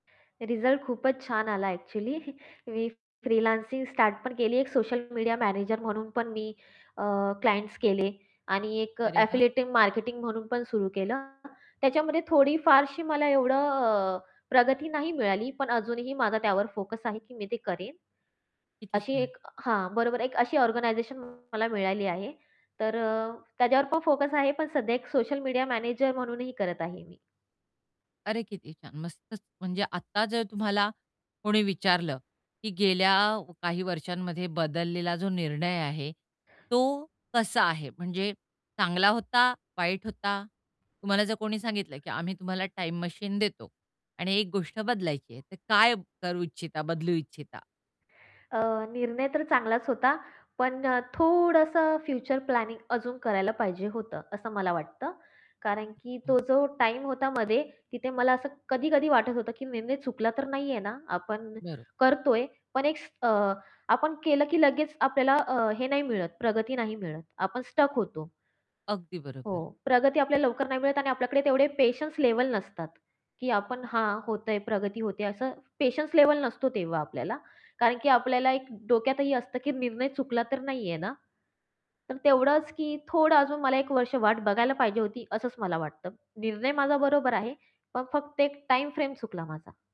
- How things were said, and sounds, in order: other background noise; laughing while speaking: "एक्चुअली"; in English: "फ्रीलान्सिंग"; distorted speech; in English: "क्लायंट्स"; tapping; in English: "एफिलिएटिव्ह"; in English: "ऑर्गनायझेशन"; static; in English: "प्लॅनिंग"; other noise; in English: "स्टक"
- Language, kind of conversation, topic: Marathi, podcast, कधी तुम्हाला अचानक मोठा निर्णय घ्यावा लागला आहे का?